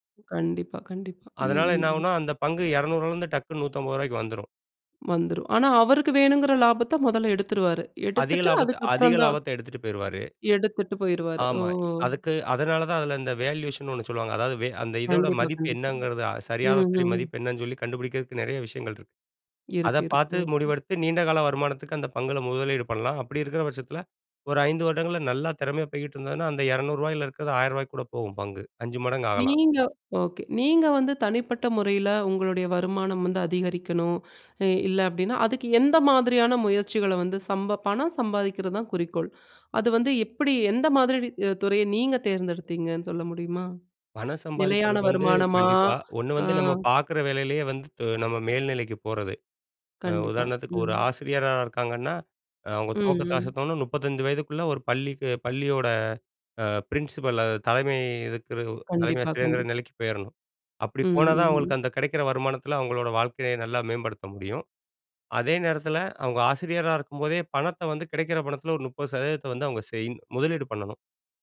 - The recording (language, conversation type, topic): Tamil, podcast, பணம் சம்பாதிப்பதில் குறுகிய கால இலாபத்தையும் நீண்டகால நிலையான வருமானத்தையும் நீங்கள் எப்படி தேர்வு செய்கிறீர்கள்?
- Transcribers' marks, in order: in English: "வேல்யூஷன்ன்னு"; other background noise; in English: "பிரின்சிபல்"